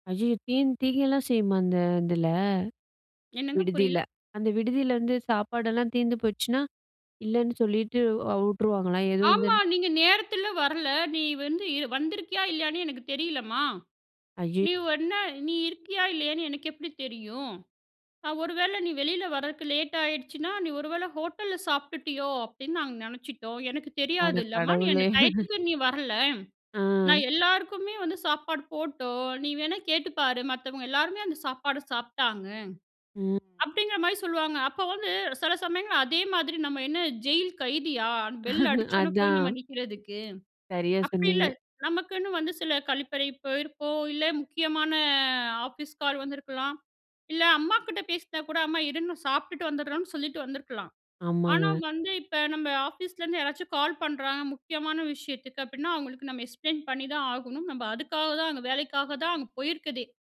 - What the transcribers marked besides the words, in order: chuckle; other background noise; chuckle; in English: "எக்ஸ்ப்ளைன்"
- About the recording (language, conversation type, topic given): Tamil, podcast, பகிர்ந்து வசிக்கும் வீட்டில் தனிமையை நீங்கள் எப்படிப் பராமரிப்பீர்கள்?